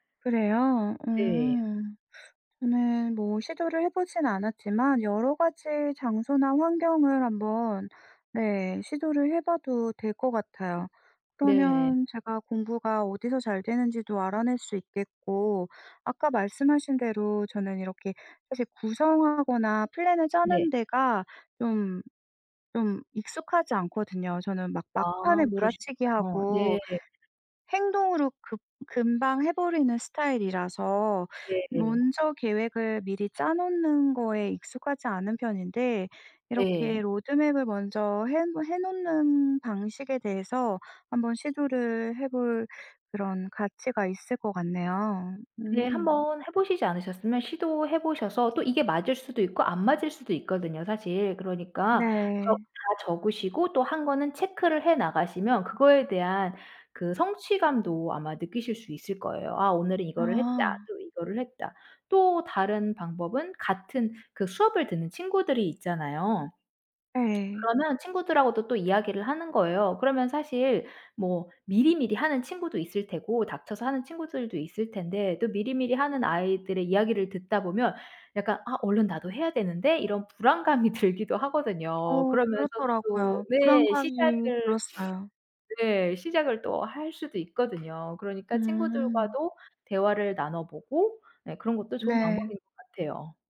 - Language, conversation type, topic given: Korean, advice, 중요한 프로젝트를 미루다 보니 마감이 코앞인데, 지금 어떻게 진행하면 좋을까요?
- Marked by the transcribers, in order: "한번" said as "핸번"; laughing while speaking: "들기도"; sniff; other background noise